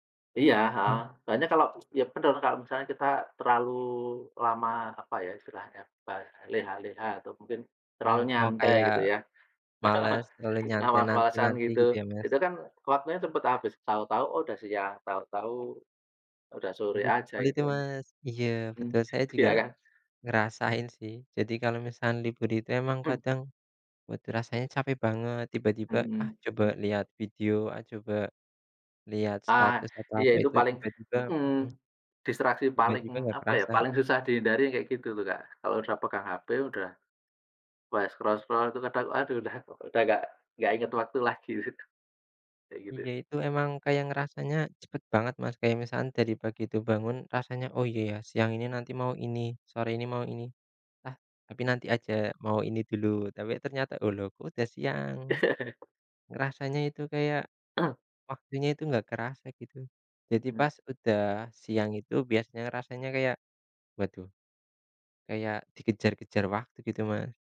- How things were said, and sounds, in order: other background noise; chuckle; in English: "scroll-scroll"; chuckle; tapping
- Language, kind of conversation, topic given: Indonesian, unstructured, Bagaimana cara kamu mengatur waktu agar lebih produktif?